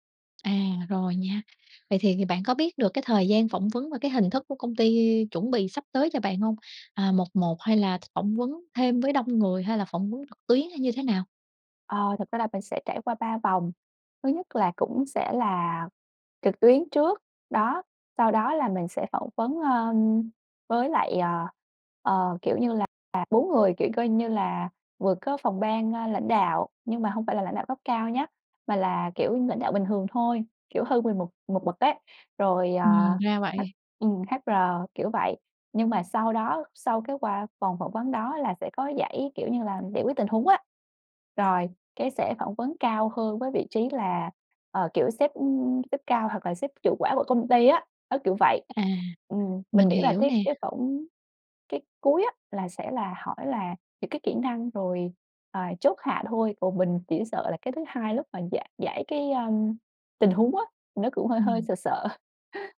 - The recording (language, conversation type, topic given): Vietnamese, advice, Bạn nên chuẩn bị như thế nào cho buổi phỏng vấn thăng chức?
- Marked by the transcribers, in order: other background noise; tapping; laugh